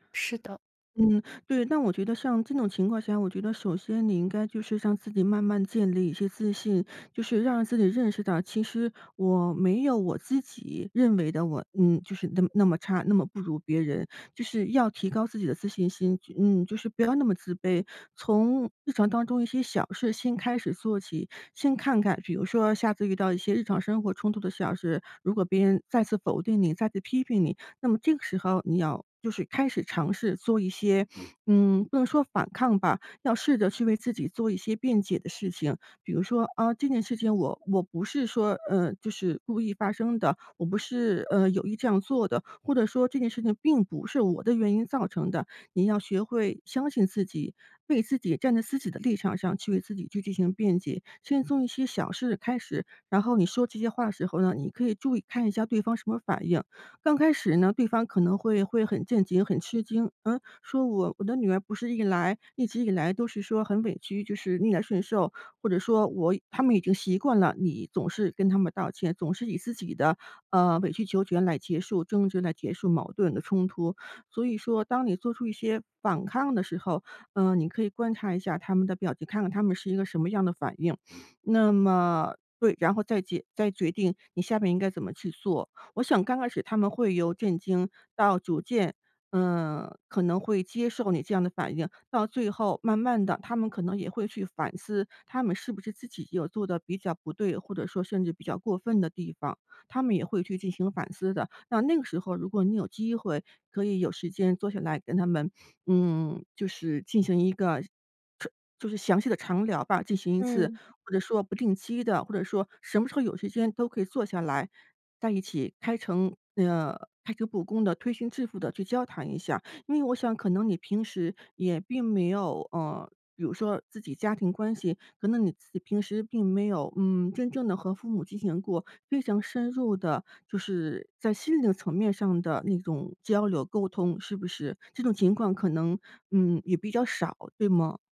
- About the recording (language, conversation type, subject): Chinese, advice, 为什么我在表达自己的意见时总是以道歉收尾？
- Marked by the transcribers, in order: sniff; sniff; sniff